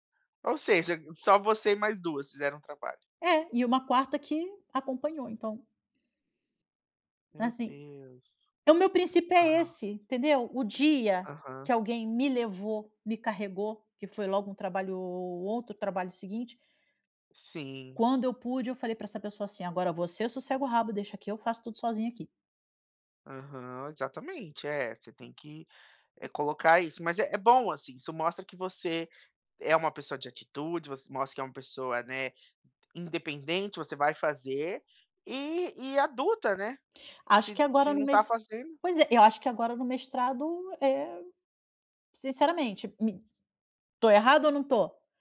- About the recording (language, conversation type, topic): Portuguese, advice, Como posso viver alinhado aos meus valores quando os outros esperam algo diferente?
- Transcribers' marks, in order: none